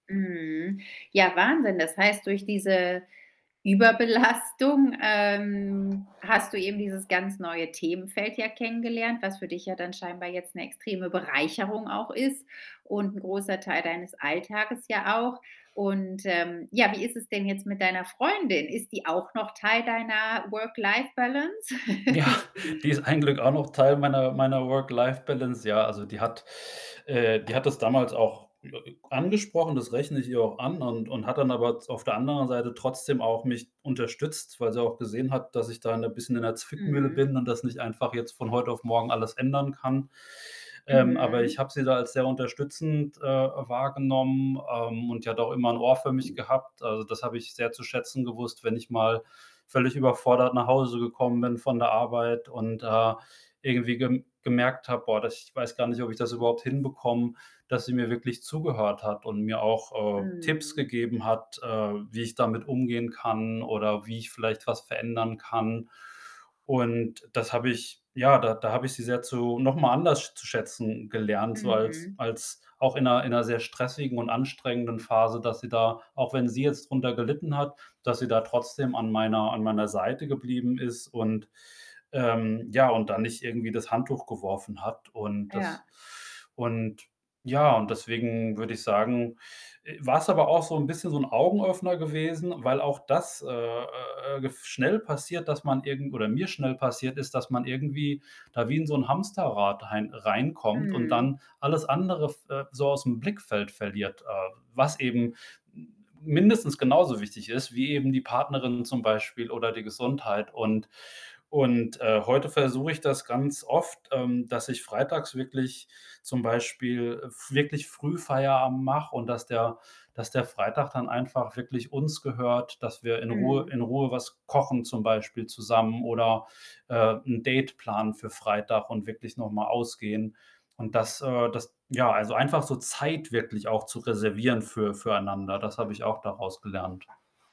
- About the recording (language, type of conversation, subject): German, podcast, Wie wichtig ist dir eine gute Balance zwischen Job und Leidenschaft?
- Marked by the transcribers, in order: static; laughing while speaking: "Überbelastung"; other background noise; laughing while speaking: "Ja"; laugh; unintelligible speech